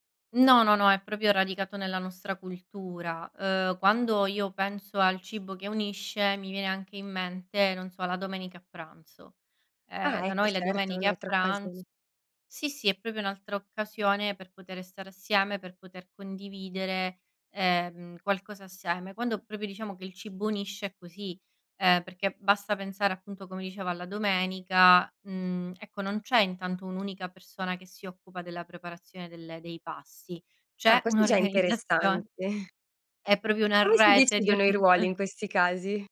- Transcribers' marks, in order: "proprio" said as "propio"; other background noise; "proprio" said as "propio"; "proprio" said as "propio"; laughing while speaking: "interessante"; laughing while speaking: "un'organizzazion"; "proprio" said as "propio"; laughing while speaking: "di organizza"
- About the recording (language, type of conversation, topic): Italian, podcast, Come fa il cibo a unire le persone nella tua zona?